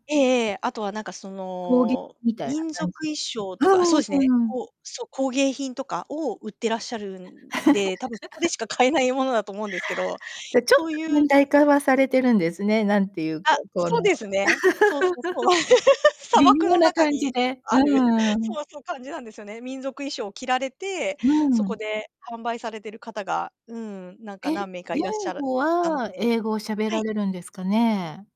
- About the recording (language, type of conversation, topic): Japanese, unstructured, 旅先で最も感動した体験は何ですか？
- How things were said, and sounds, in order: distorted speech; laugh; laugh; chuckle